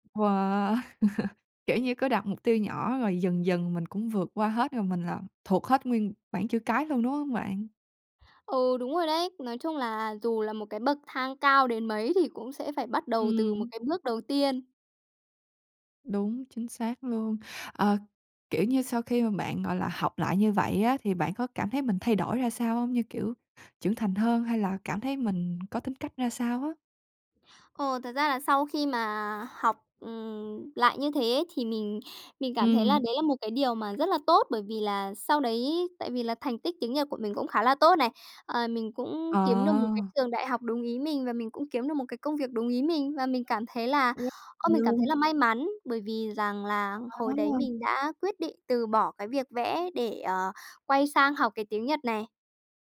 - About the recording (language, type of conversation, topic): Vietnamese, podcast, Làm sao bạn vượt qua nỗi sợ khi phải học lại từ đầu?
- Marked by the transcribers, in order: laugh; tapping; other background noise; unintelligible speech